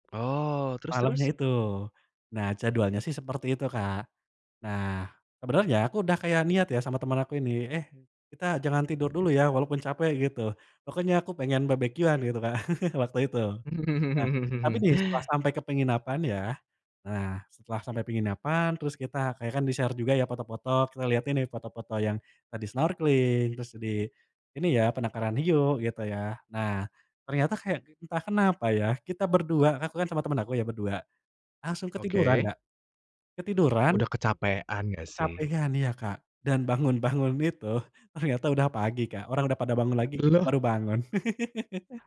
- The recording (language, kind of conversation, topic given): Indonesian, podcast, Apa pengalaman paling berkesan yang pernah kamu alami saat menjelajahi pulau atau pantai?
- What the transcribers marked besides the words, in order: in English: "barbeque-an"; chuckle; in English: "di-share"; in English: "snorkeling"; laughing while speaking: "bangun-bangun itu, ternyata"; giggle